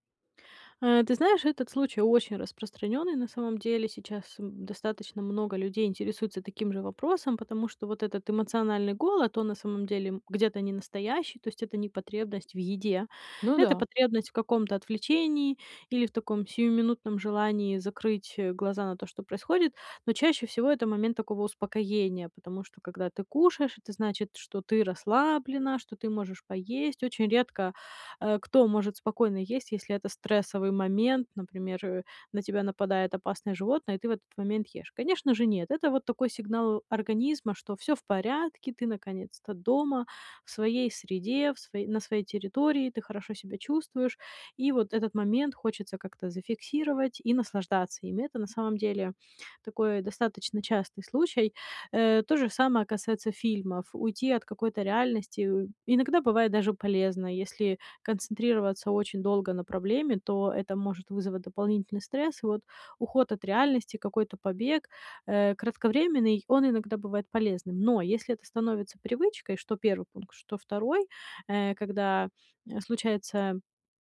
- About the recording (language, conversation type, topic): Russian, advice, Как можно справляться с эмоциями и успокаиваться без еды и телефона?
- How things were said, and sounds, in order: none